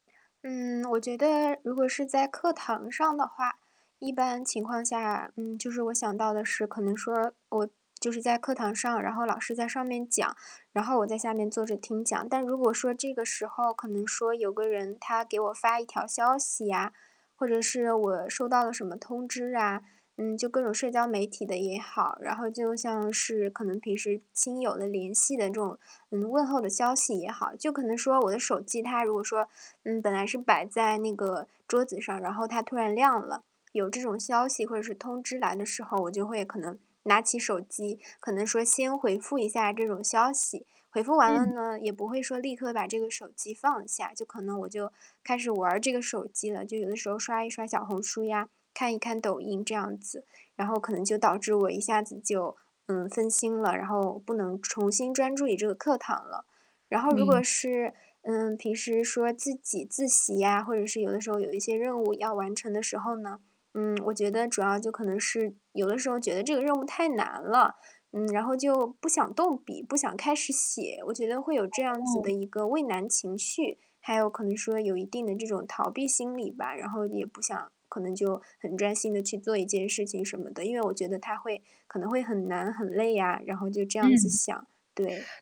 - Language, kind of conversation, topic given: Chinese, advice, 我怎样才能在长时间工作中保持专注并持续有动力？
- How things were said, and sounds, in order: distorted speech